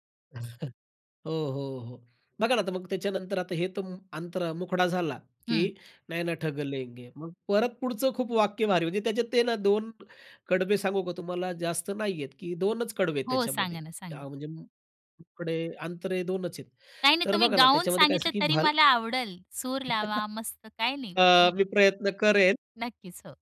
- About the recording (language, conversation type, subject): Marathi, podcast, तुमचं सिग्नेचर गाणं कोणतं वाटतं?
- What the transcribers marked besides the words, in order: chuckle; in Hindi: "नैना ठग लेंगे"; other noise; chuckle; tapping